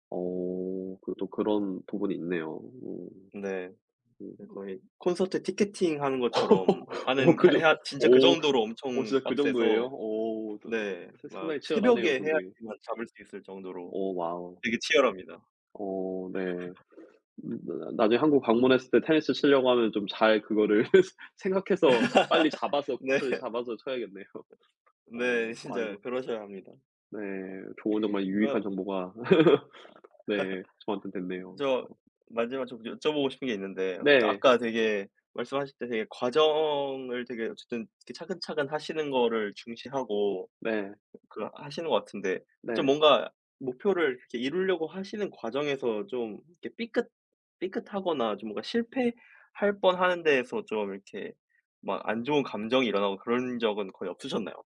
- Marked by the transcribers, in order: other background noise; laugh; tapping; laugh; laughing while speaking: "그거를"; laugh; laughing while speaking: "네"; laughing while speaking: "진짜"; laughing while speaking: "쳐야겠네요"; laugh
- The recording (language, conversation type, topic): Korean, unstructured, 목표를 이루는 과정에서 가장 화가 나는 일은 무엇인가요?
- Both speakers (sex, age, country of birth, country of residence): male, 20-24, South Korea, South Korea; male, 35-39, South Korea, United States